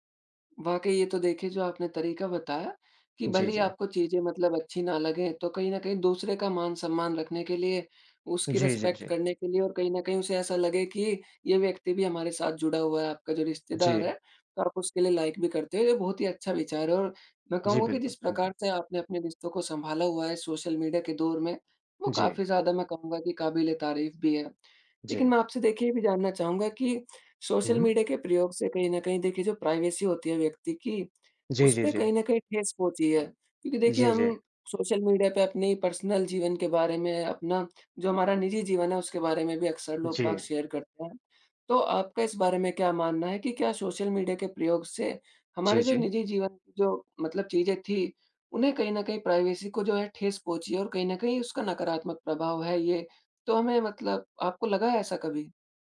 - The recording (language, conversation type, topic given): Hindi, podcast, सोशल मीडिया ने रिश्तों पर क्या असर डाला है, आपके हिसाब से?
- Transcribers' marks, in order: in English: "रिस्पेक्ट"; in English: "लाइक"; other background noise; in English: "प्राइवेसी"; in English: "पर्सनल"; in English: "शेयर"; in English: "प्राइवेसी"